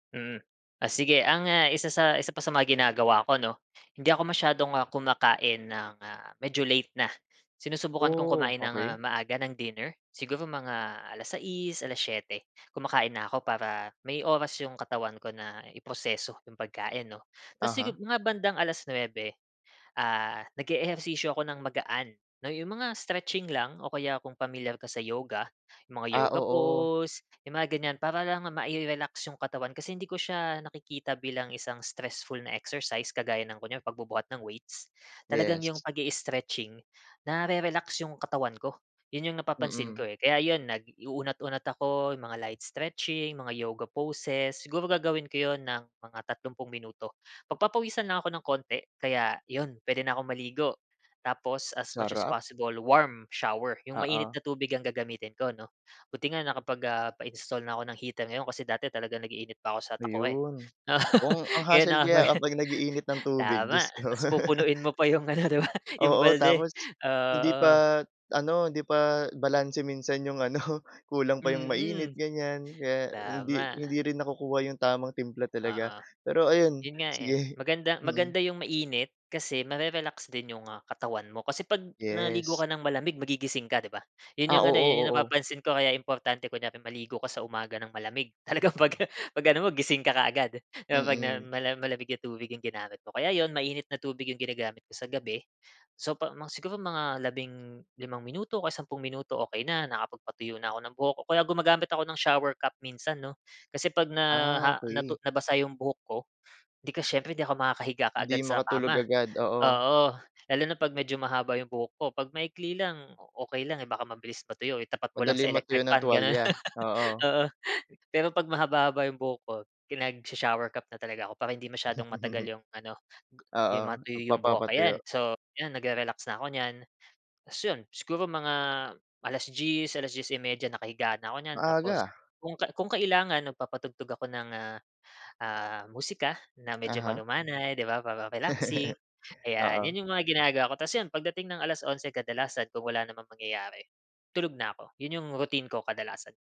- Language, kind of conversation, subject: Filipino, podcast, Paano mo sinisiguro na mahimbing at maayos ang tulog mo?
- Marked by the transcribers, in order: in English: "yoga pose"; in English: "as much as possible, warm shower"; in English: "hustle"; laughing while speaking: "'no"; laugh; laughing while speaking: "kumbaga"; laugh; laughing while speaking: "yung ano, di ba, yung balde. Oo"; laughing while speaking: "ano"; laughing while speaking: "sige"; laughing while speaking: "Talagang pag pag ano mo, gising ka kaagad"; in English: "shower cap"; laugh; chuckle; chuckle